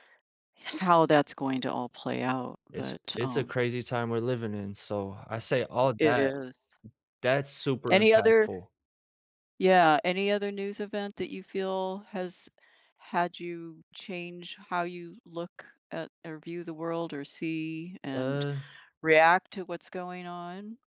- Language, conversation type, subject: English, unstructured, What is one news event that changed how you see the world?
- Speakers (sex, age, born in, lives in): female, 65-69, United States, United States; male, 30-34, United States, United States
- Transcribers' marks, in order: none